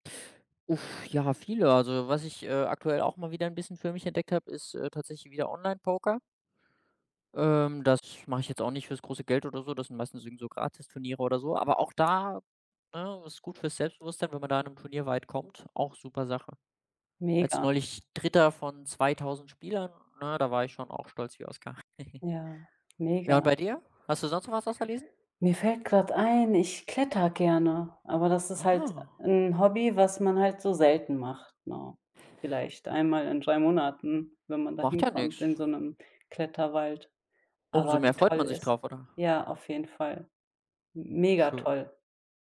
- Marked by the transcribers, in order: other background noise; chuckle
- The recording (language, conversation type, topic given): German, unstructured, Wie hat ein Hobby dein Selbstvertrauen verändert?